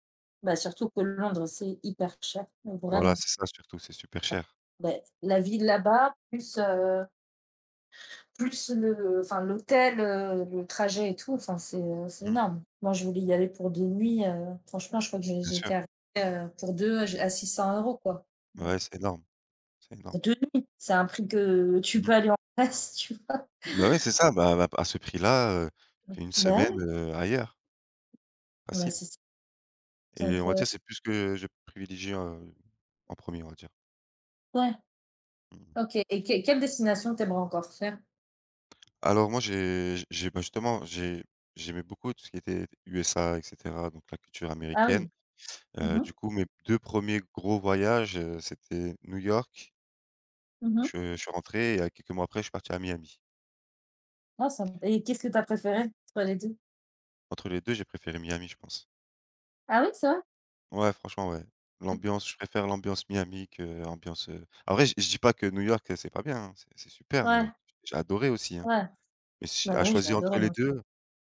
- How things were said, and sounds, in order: other background noise; laughing while speaking: "tu peux aller en Grèce, tu vois ?"; tapping
- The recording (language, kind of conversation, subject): French, unstructured, Est-ce que voyager devrait être un droit pour tout le monde ?